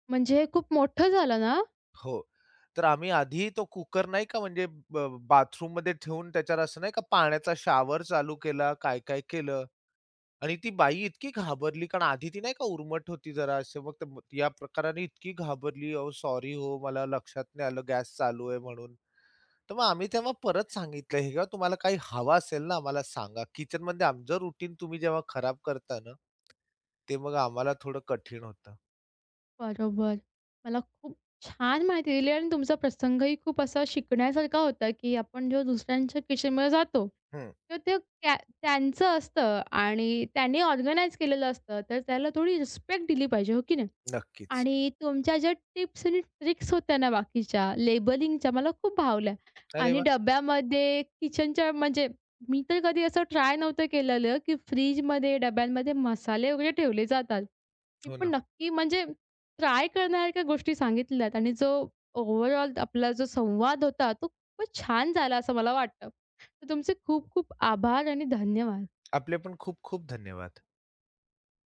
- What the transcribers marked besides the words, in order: tapping; in English: "रुटीन"; in English: "ऑर्गनाइज"; in English: "ट्रिक्स"; in English: "लेबलिंगच्या"; in English: "ओव्हरऑल"
- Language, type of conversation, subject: Marathi, podcast, अन्नसाठा आणि स्वयंपाकघरातील जागा गोंधळमुक्त कशी ठेवता?